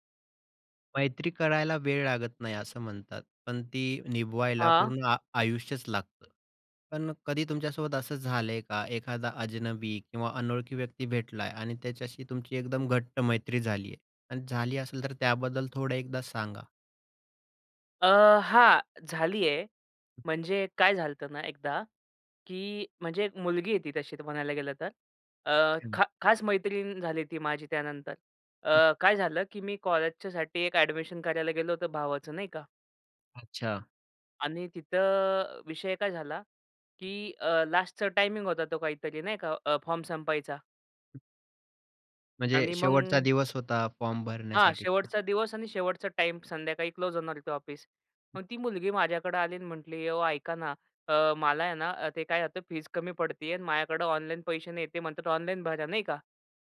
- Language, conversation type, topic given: Marathi, podcast, एखाद्या अजनबीशी तुमची मैत्री कशी झाली?
- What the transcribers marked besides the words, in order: in Hindi: "अजनबी"; other background noise; in English: "लास्टचा"; unintelligible speech; in English: "क्लोज"